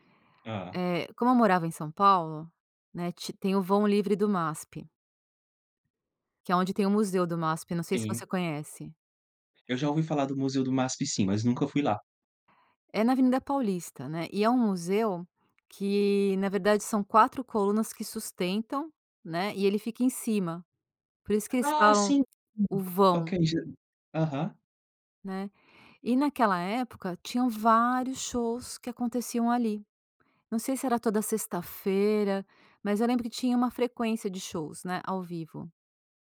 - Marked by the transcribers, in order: none
- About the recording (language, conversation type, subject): Portuguese, podcast, Tem alguma música que te lembra o seu primeiro amor?